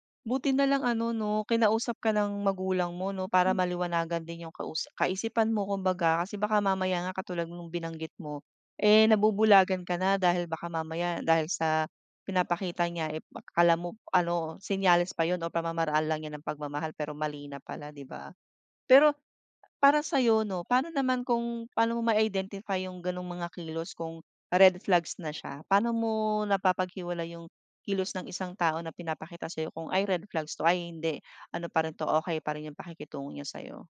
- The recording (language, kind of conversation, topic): Filipino, podcast, Paano mo malalaman kung tama ang isang relasyon para sa’yo?
- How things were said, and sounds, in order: tapping; other background noise